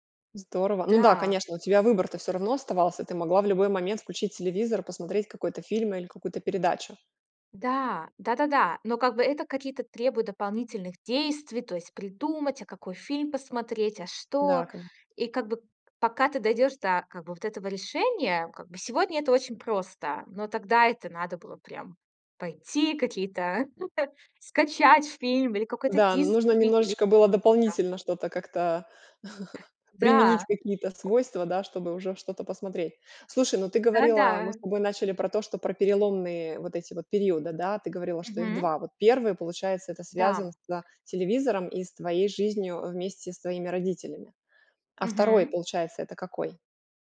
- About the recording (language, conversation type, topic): Russian, podcast, Что для тебя значит цифровой детокс и как его провести?
- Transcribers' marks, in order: tapping; chuckle; chuckle; other background noise